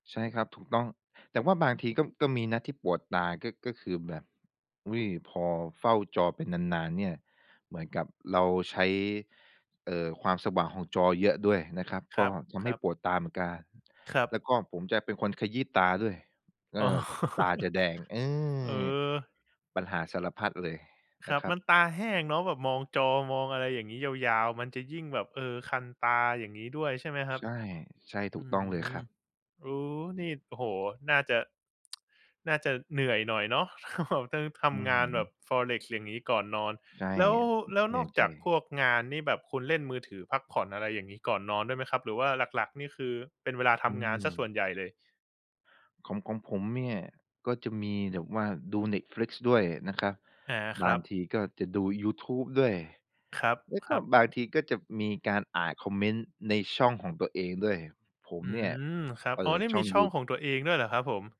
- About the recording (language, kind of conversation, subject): Thai, podcast, การใช้โทรศัพท์มือถือก่อนนอนส่งผลต่อการนอนหลับของคุณอย่างไร?
- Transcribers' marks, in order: laughing while speaking: "อ๋อ"; tapping; tsk; chuckle; other background noise